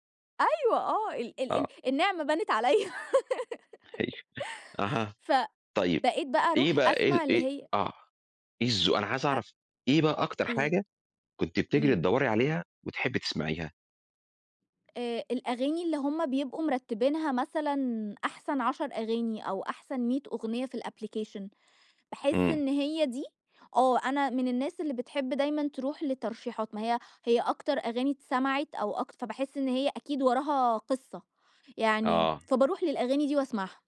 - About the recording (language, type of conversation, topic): Arabic, podcast, شو طريقتك المفضّلة علشان تكتشف أغاني جديدة؟
- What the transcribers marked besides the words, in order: laughing while speaking: "آيوه"; giggle; in English: "الapplication"